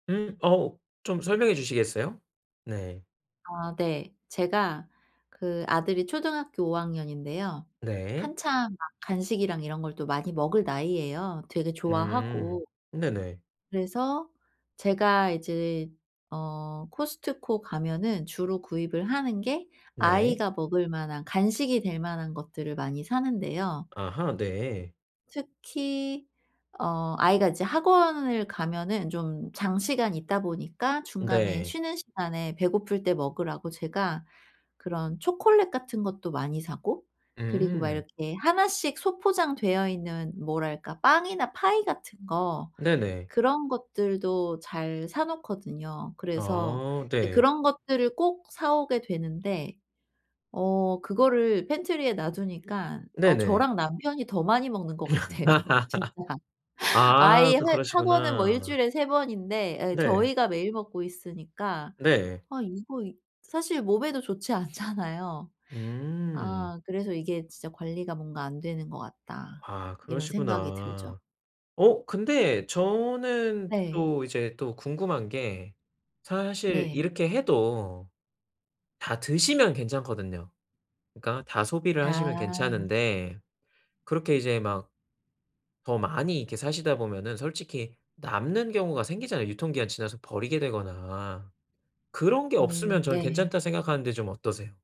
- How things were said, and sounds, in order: tapping; other background noise; laughing while speaking: "같아요, 진짜"; laugh; laughing while speaking: "좋지 않잖아요"
- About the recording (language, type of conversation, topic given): Korean, advice, 일상에서 의식적인 소비 습관을 어떻게 만들 수 있을까요?